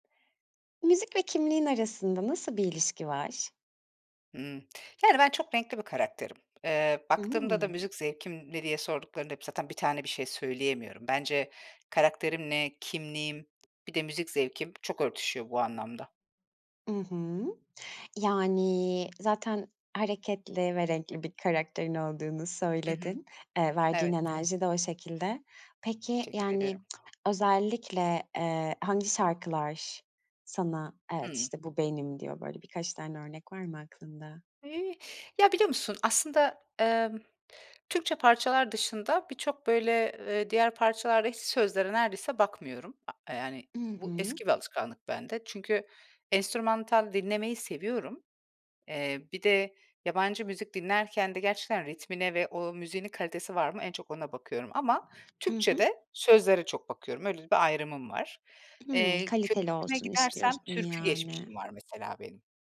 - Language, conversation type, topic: Turkish, podcast, Müzik ile kimlik arasında nasıl bir ilişki vardır?
- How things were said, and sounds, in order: other background noise; tapping